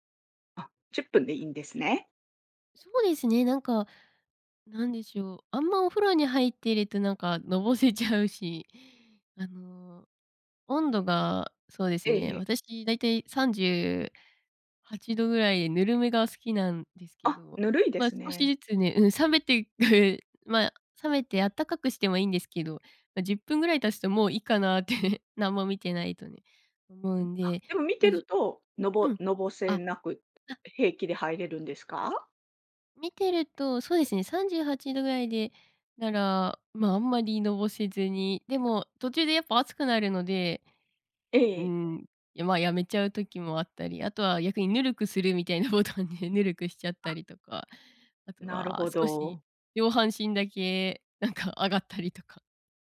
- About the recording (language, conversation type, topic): Japanese, podcast, お風呂でリラックスする方法は何ですか？
- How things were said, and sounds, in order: tapping; laughing while speaking: "いいかなって"; chuckle; laughing while speaking: "するみたいなボタンで"